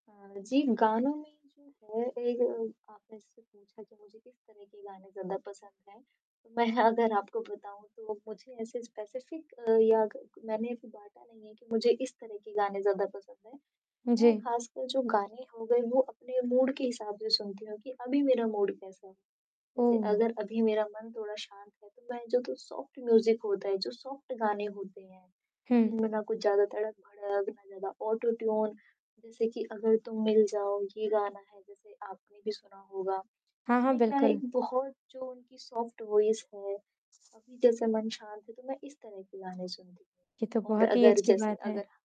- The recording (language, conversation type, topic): Hindi, podcast, कौन-सी आदतें आपका ध्यान टिकाए रखने में मदद करती हैं?
- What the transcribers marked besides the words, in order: static; distorted speech; laughing while speaking: "मैं"; tapping; in English: "स्पेसिफिक"; in English: "मूड"; in English: "मूड"; in English: "सॉफ्ट म्यूज़िक"; in English: "सॉफ्ट"; in English: "ऑटो ट्यून"; in English: "सॉफ्ट वॉइस"